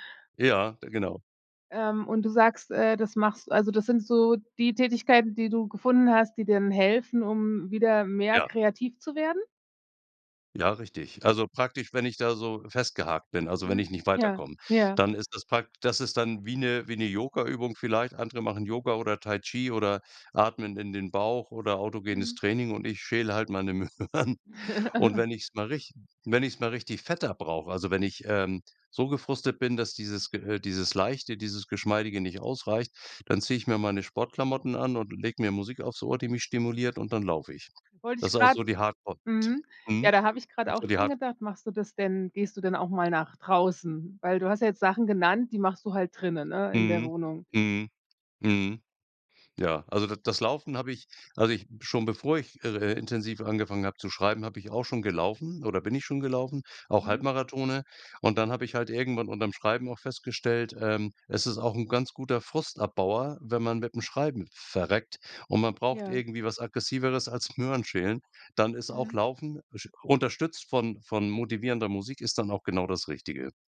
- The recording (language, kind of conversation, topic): German, podcast, Wie entwickelst du kreative Gewohnheiten im Alltag?
- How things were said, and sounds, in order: laughing while speaking: "Möhren"; laugh; "Halbmarathons" said as "Halbmarathone"; laughing while speaking: "Möhrenschälen"